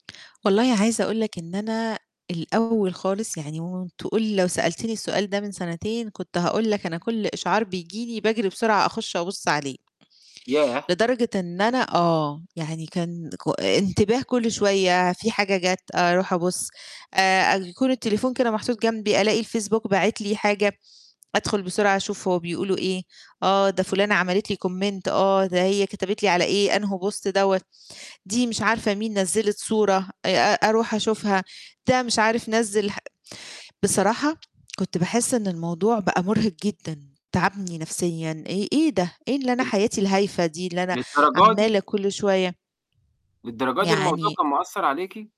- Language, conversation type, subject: Arabic, podcast, إيه اللي بتعمله مع الإشعارات اللي بتقطع تركيزك؟
- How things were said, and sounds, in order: distorted speech; unintelligible speech; in English: "Comment"; in English: "Post"; unintelligible speech